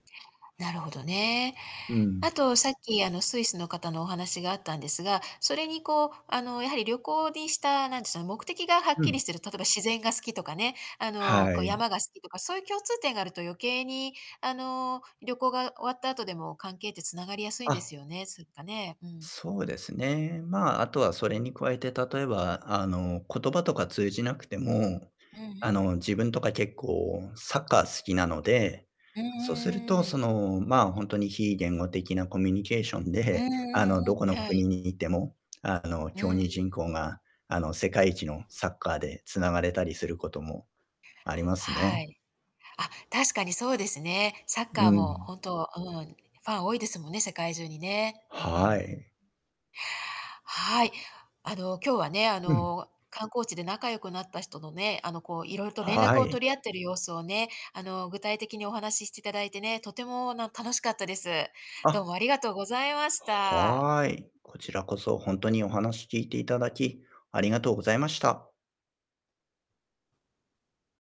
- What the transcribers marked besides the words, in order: static; distorted speech; tapping
- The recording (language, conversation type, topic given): Japanese, podcast, 旅行先で仲良くなった人と、今も連絡を取り合っていますか？